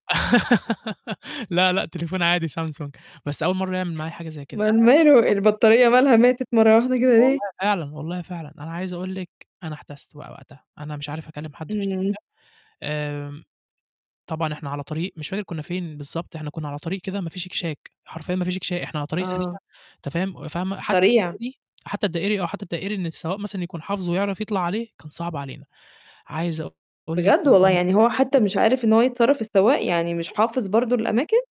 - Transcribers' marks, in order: giggle; unintelligible speech; distorted speech; unintelligible speech
- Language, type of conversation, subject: Arabic, podcast, إيه خطتك لو بطارية موبايلك خلصت وإنت تايه؟